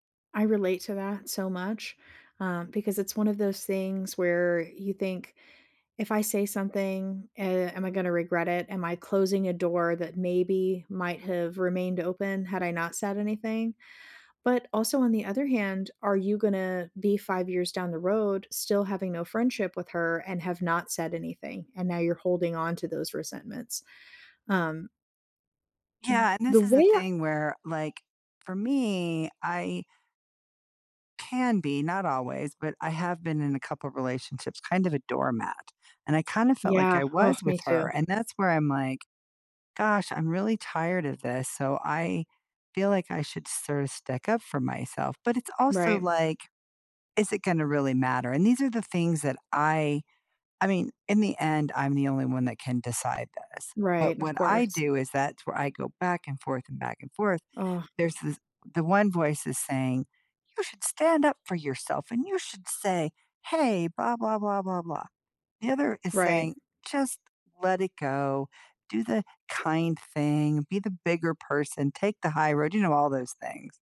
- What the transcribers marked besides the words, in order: other background noise
- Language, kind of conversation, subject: English, unstructured, Which voice in my head should I trust for a tough decision?